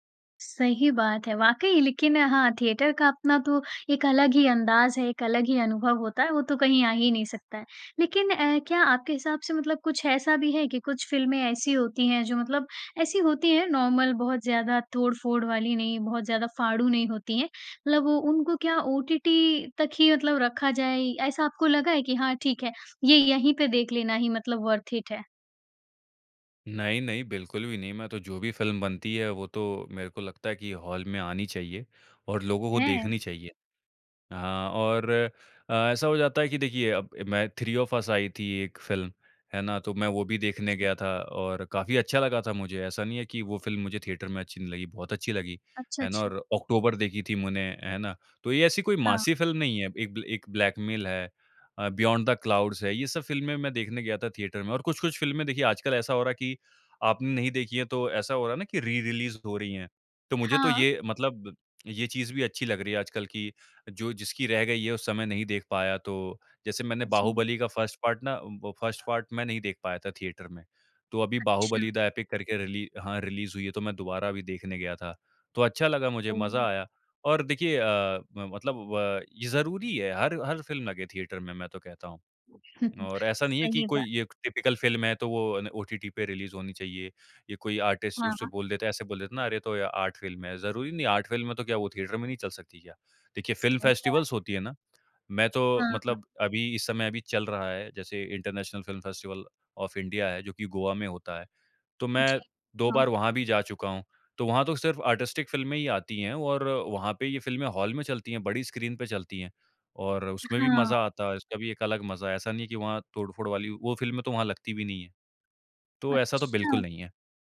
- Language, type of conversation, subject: Hindi, podcast, जब फिल्म देखने की बात हो, तो आप नेटफ्लिक्स और सिनेमाघर में से किसे प्राथमिकता देते हैं?
- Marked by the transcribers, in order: in English: "थिएटर"; in English: "नॉर्मल"; in English: "वर्थ इट"; in English: "हॉल"; in English: "फर्स्ट पार्ट"; in English: "फर्स्ट पार्ट"; in English: "टाइपिकल"; chuckle; in English: "आर्टिस्ट"; in English: "आर्ट"; in English: "फेस्टिवल्स"; in English: "इंटरनेशनल फिल्म फेस्टिवल ऑफ़ इंडिया"; in English: "आर्टिस्टिक"; in English: "हॉल"